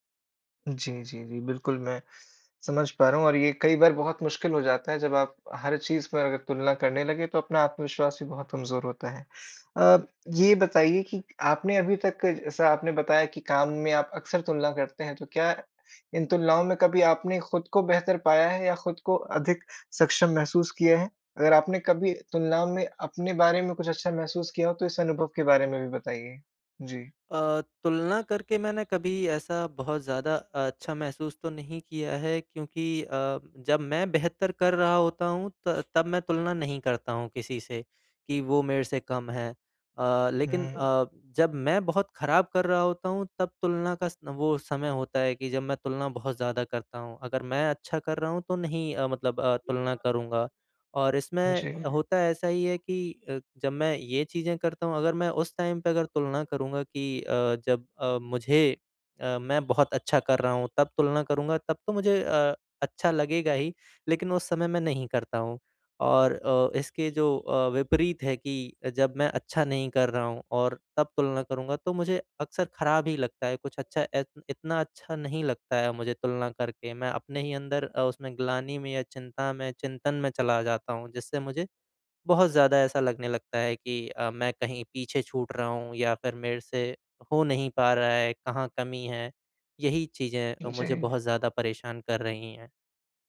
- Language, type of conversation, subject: Hindi, advice, मैं दूसरों से तुलना करना छोड़कर अपनी ताकतों को कैसे स्वीकार करूँ?
- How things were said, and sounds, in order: in English: "टाइम"; horn